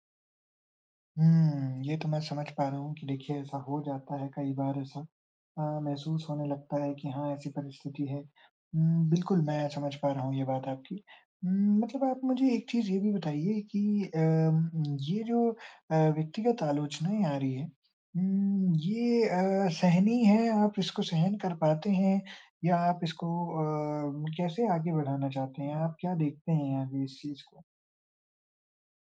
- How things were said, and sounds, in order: none
- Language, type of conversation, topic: Hindi, advice, मैं अपने साथी को रचनात्मक प्रतिक्रिया सहज और मददगार तरीके से कैसे दे सकता/सकती हूँ?